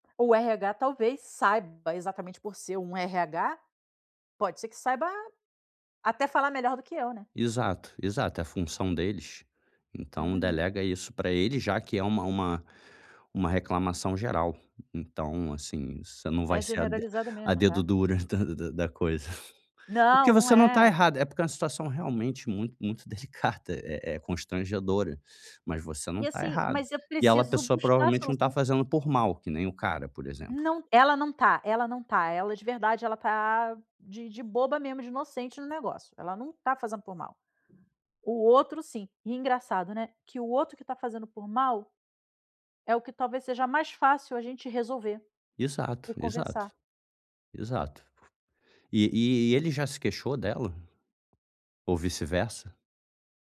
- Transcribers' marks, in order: chuckle
- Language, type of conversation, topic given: Portuguese, advice, Como posso dar um feedback honesto sem parecer agressivo?